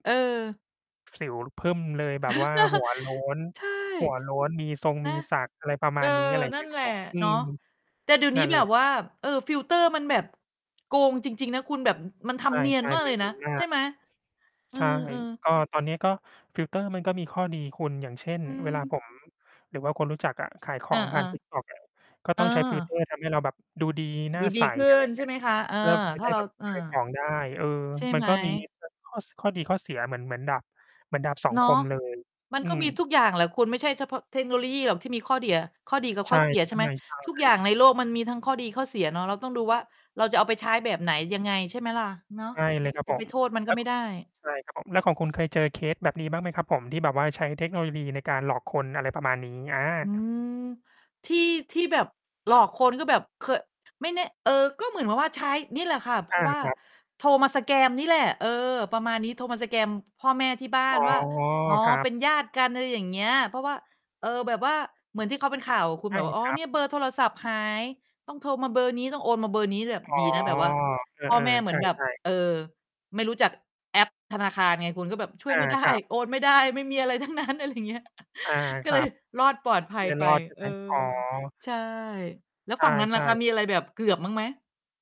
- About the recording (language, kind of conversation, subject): Thai, unstructured, คุณคิดว่าเทคโนโลยีสามารถช่วยสร้างแรงบันดาลใจในชีวิตได้ไหม?
- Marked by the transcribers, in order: tapping; chuckle; mechanical hum; static; distorted speech; "เทคโนโลยี" said as "เทคโนโลยบี"; in English: "สแกม"; in English: "สแกม"; laughing while speaking: "ได้"; laughing while speaking: "ได้"; laughing while speaking: "ทั้งนั้น อะไรเงี้ย"; chuckle